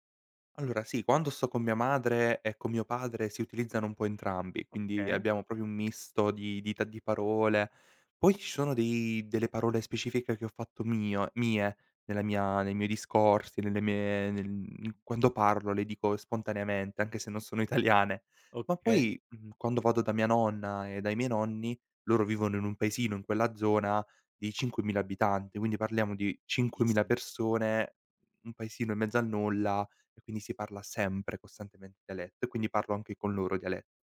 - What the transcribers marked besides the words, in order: "proprio" said as "propio"; drawn out: "dei"
- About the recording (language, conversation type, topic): Italian, podcast, Che ruolo hanno i dialetti nella tua identità?